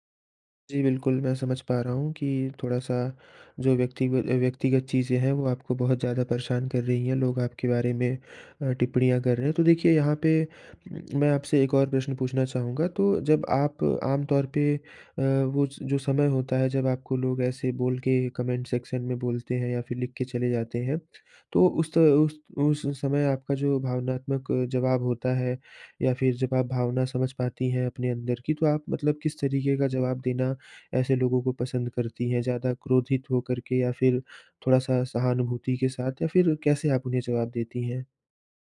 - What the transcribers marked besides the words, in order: in English: "कमेंट सेक्शन"
- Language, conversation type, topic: Hindi, advice, आप सोशल मीडिया पर अनजान लोगों की आलोचना से कैसे परेशान होते हैं?